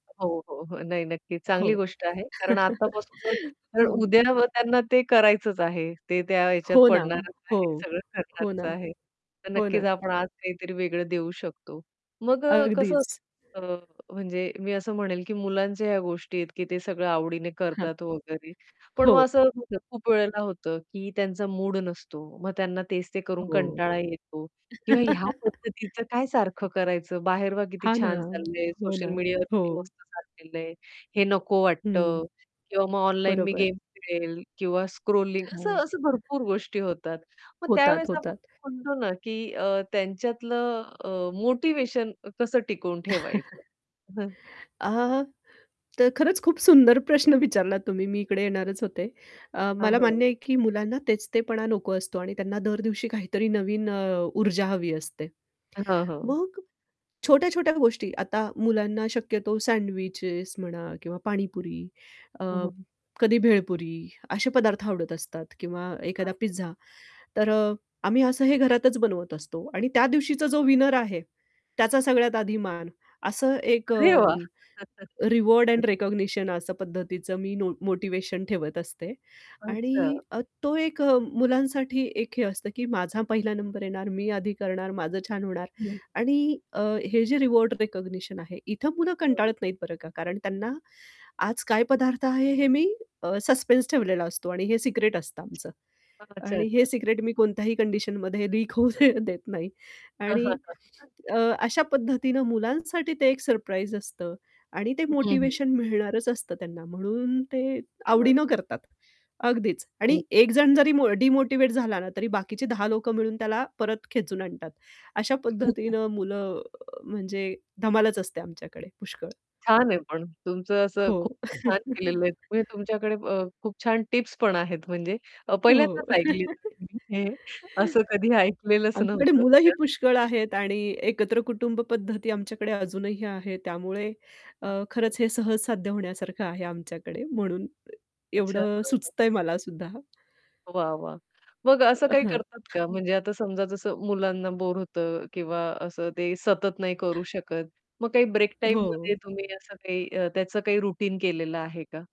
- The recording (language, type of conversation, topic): Marathi, podcast, तुम्ही शिकणे मजेदार कसे बनवता?
- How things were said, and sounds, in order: static; distorted speech; chuckle; unintelligible speech; tapping; other background noise; unintelligible speech; unintelligible speech; chuckle; unintelligible speech; in English: "स्क्रॉलिंग"; chuckle; unintelligible speech; in English: "रिकॉग्निशन"; chuckle; in English: "रिकॉग्निशन"; unintelligible speech; in English: "सस्पेन्स"; laughing while speaking: "लीक होऊ"; unintelligible speech; chuckle; chuckle; chuckle; unintelligible speech; unintelligible speech; in English: "रूटीन"